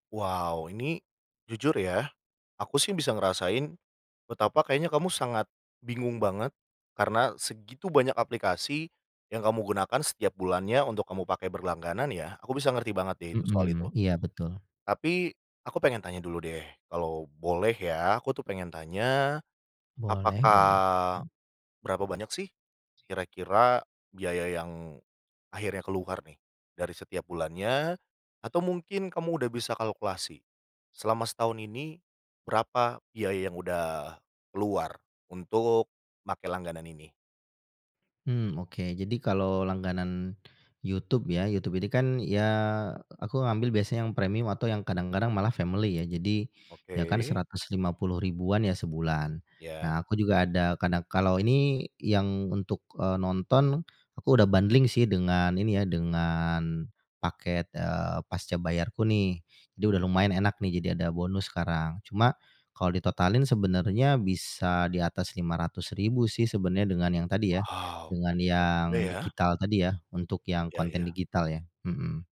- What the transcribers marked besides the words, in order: other background noise; in English: "family"; in English: "bundling"
- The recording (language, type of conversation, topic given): Indonesian, advice, Mengapa banyak langganan digital yang tidak terpakai masih tetap dikenai tagihan?